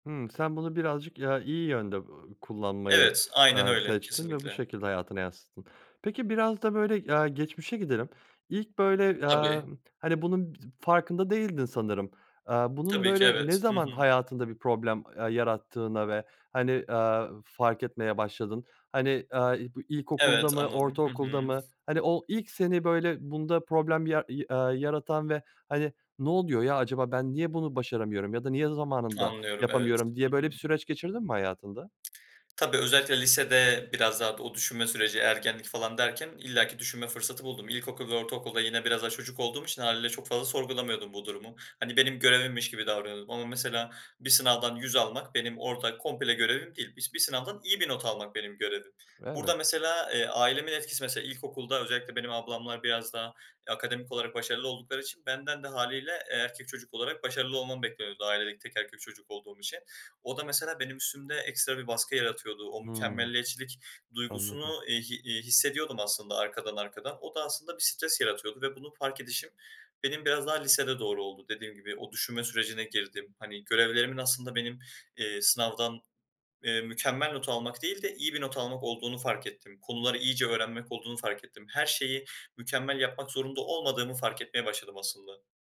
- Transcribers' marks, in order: unintelligible speech; tapping; other background noise
- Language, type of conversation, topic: Turkish, podcast, Mükemmeliyetçilik seni durdurduğunda ne yaparsın?